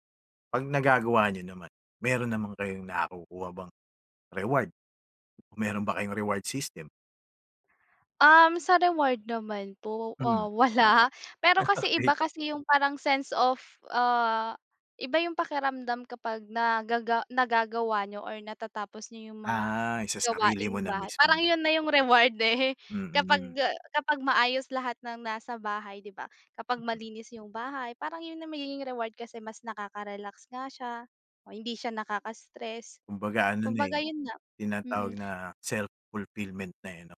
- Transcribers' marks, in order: in English: "reward system?"; chuckle; laughing while speaking: "Okey"; laughing while speaking: "eh"
- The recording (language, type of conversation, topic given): Filipino, podcast, Paano ninyo inaayos at hinahati ang mga gawaing-bahay sa inyong tahanan?